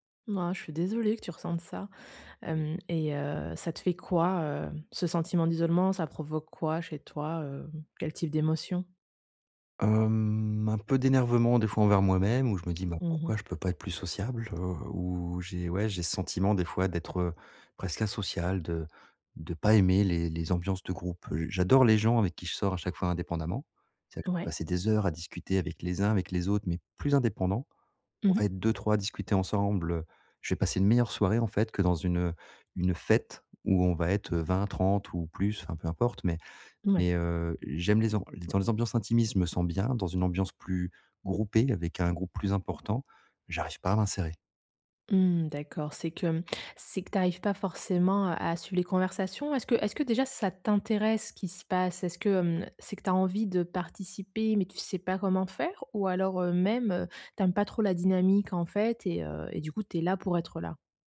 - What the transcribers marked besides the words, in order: tapping; other background noise
- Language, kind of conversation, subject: French, advice, Comment puis-je me sentir moins isolé(e) lors des soirées et des fêtes ?